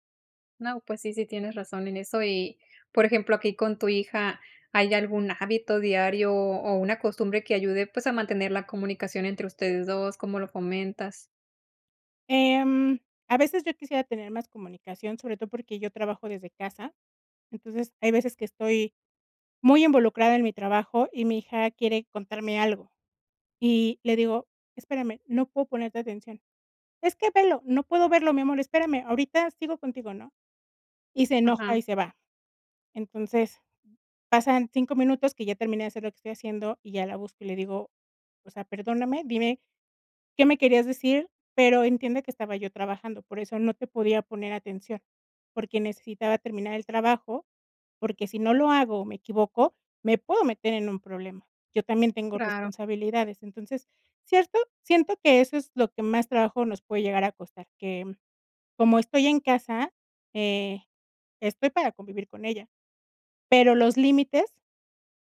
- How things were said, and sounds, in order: "Claro" said as "praro"
- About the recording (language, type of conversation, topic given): Spanish, podcast, ¿Cómo describirías una buena comunicación familiar?